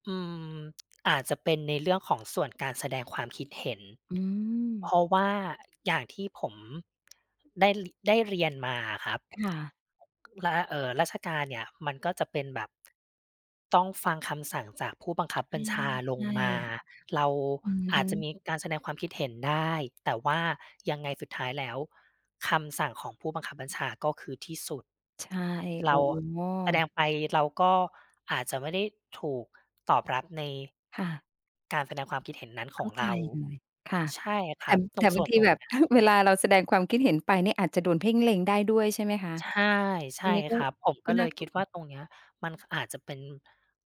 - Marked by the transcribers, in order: tsk; tsk
- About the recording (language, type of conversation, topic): Thai, advice, พ่อแม่คาดหวังให้คุณเลือกเรียนต่อหรือทำงานแบบไหน และความคาดหวังนั้นส่งผลต่อคุณอย่างไร?